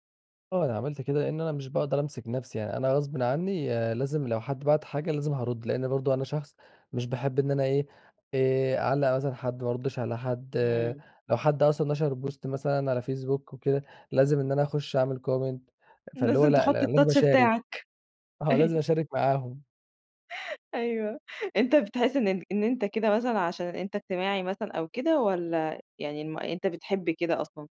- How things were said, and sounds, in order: in English: "بوست"; other background noise; in English: "comment"; laughing while speaking: "لازم تحط الtouch بتاعك، أيوه"; in English: "الtouch"; laugh
- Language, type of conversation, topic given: Arabic, podcast, إزاي بتوازن وقتك بين السوشيال ميديا والشغل؟